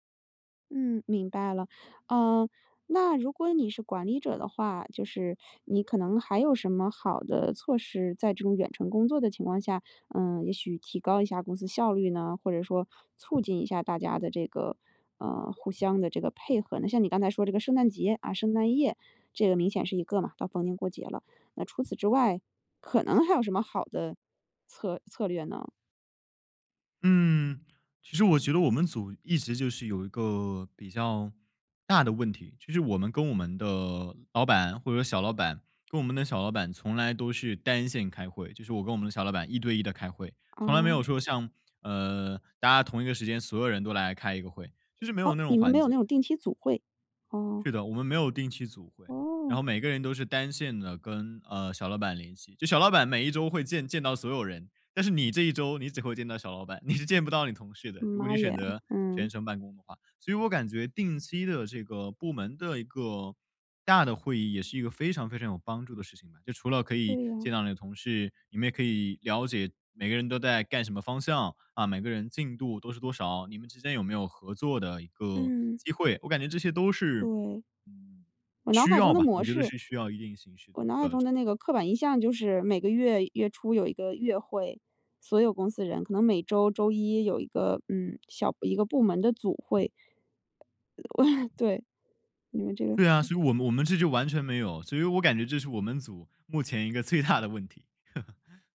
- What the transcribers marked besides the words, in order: laughing while speaking: "你是"; other background noise; chuckle; laughing while speaking: "最大的问题"; laugh
- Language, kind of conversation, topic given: Chinese, podcast, 远程工作会如何影响公司文化？